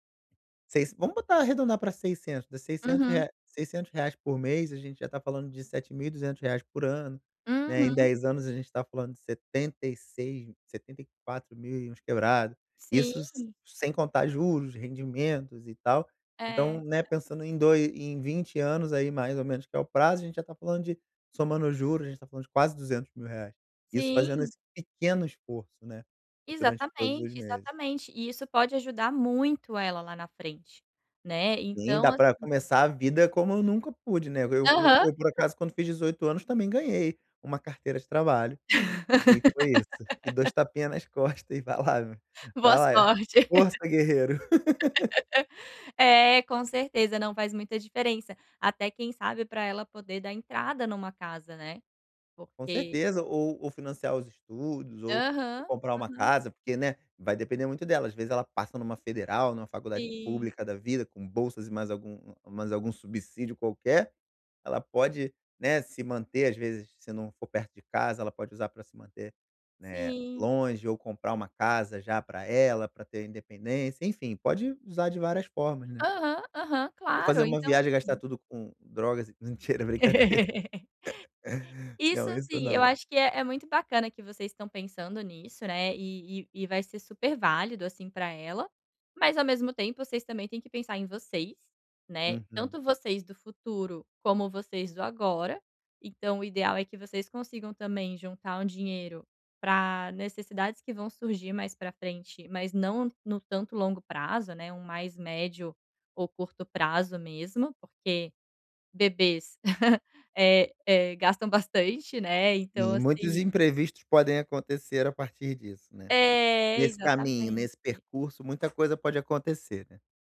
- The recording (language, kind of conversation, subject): Portuguese, advice, Como posso poupar sem perder qualidade de vida?
- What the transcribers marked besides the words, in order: laugh; chuckle; laugh; chuckle; chuckle; chuckle